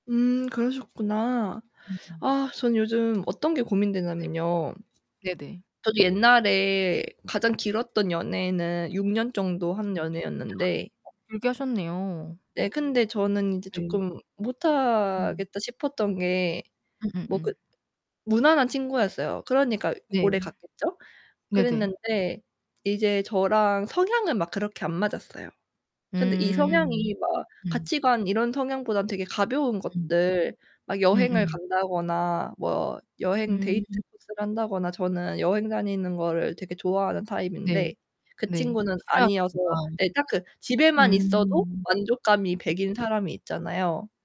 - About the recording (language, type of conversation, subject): Korean, unstructured, 연애에서 가장 중요한 가치는 무엇이라고 생각하시나요?
- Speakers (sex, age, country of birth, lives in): female, 25-29, South Korea, Netherlands; female, 30-34, South Korea, South Korea
- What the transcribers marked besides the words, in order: distorted speech; other background noise; gasp; tapping